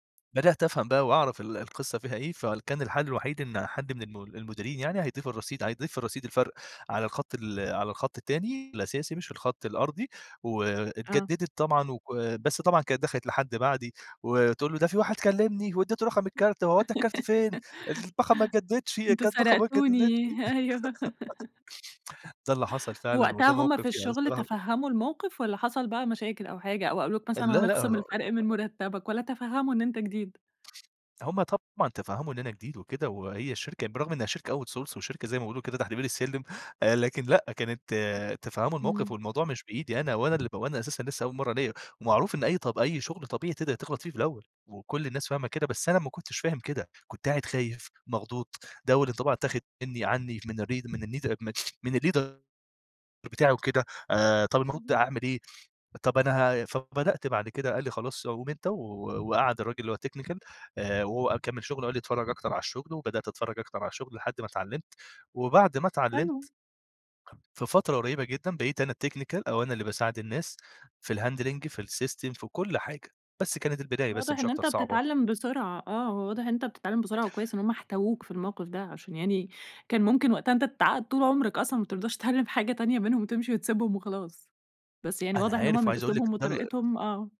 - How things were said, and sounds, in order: put-on voice: "ده في واحد كلمني واديت … الباقة ما اتجددتش!"; laugh; laugh; other background noise; in English: "Outsource"; tapping; in English: "الLeader"; in English: "الTechnical"; in English: "الTechnical"; in English: "الHandling"; in English: "الSystem"
- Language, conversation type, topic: Arabic, podcast, إيه اللي حصل في أول يوم ليك في شغلك الأول؟